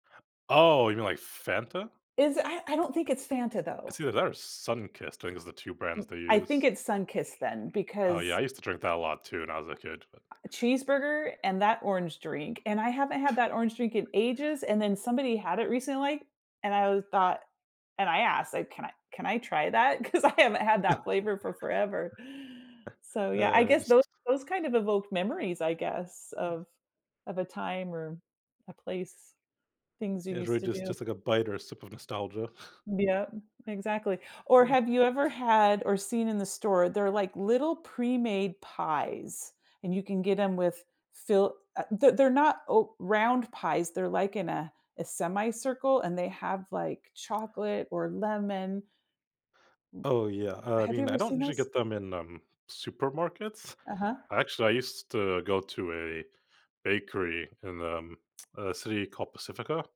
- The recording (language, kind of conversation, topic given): English, unstructured, How do certain foods bring us comfort or remind us of home?
- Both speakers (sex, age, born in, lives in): female, 55-59, United States, United States; male, 25-29, United States, United States
- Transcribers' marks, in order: other background noise; chuckle; chuckle; laughing while speaking: "'Cause I"; chuckle; tsk